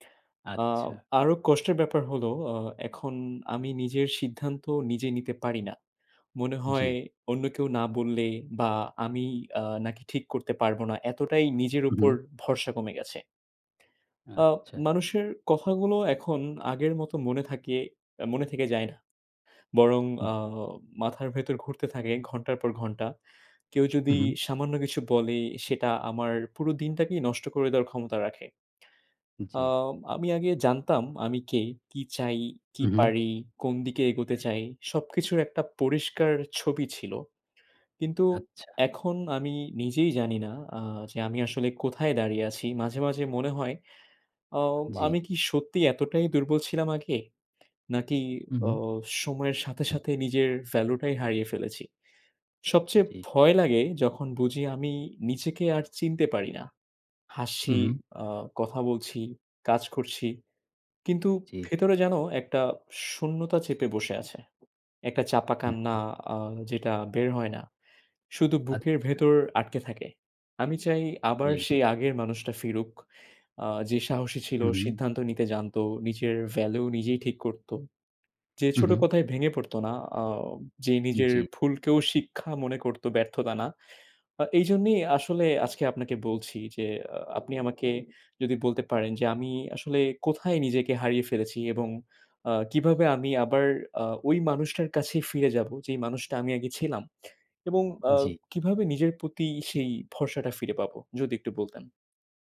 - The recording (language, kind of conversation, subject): Bengali, advice, অনিশ্চয়তা হলে কাজে হাত কাঁপে, শুরু করতে পারি না—আমি কী করব?
- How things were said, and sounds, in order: other background noise; tapping; horn